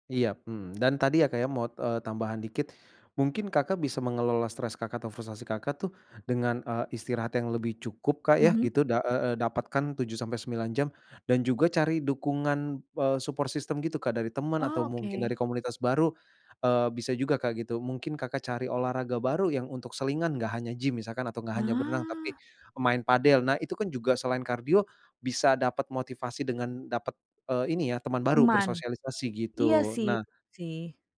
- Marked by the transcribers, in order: in English: "support system"; unintelligible speech
- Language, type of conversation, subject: Indonesian, advice, Mengapa saya merasa frustrasi karena tidak melihat hasil meski rutin berlatih?